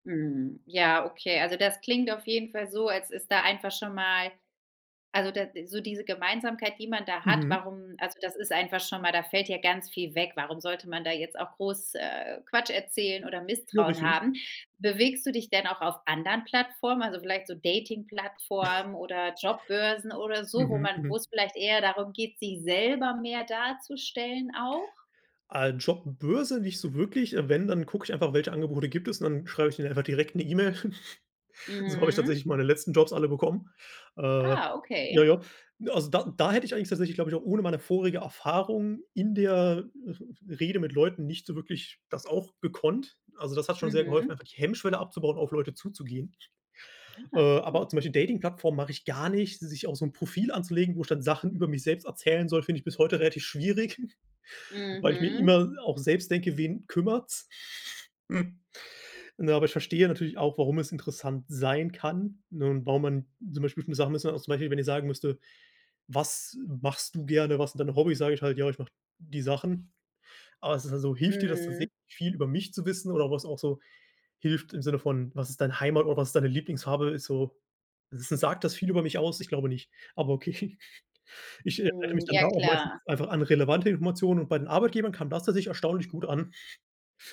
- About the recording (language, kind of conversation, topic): German, podcast, Was bedeutet Vertrauen, wenn man Menschen nur online kennt?
- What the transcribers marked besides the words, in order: chuckle; stressed: "sich selber"; stressed: "Jobbörse"; chuckle; stressed: "gar nicht"; chuckle; chuckle; stressed: "sein"; unintelligible speech; laughing while speaking: "okay"; chuckle